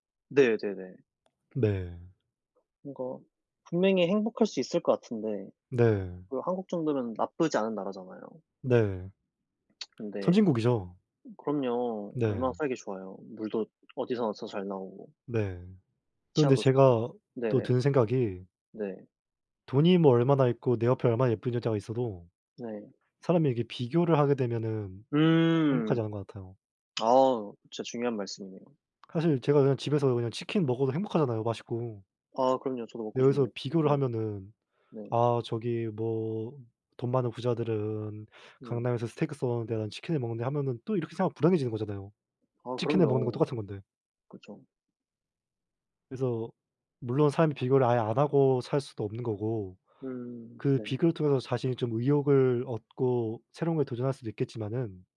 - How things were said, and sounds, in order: other background noise; tsk; tapping
- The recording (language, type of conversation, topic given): Korean, unstructured, 돈과 행복은 어떤 관계가 있다고 생각하나요?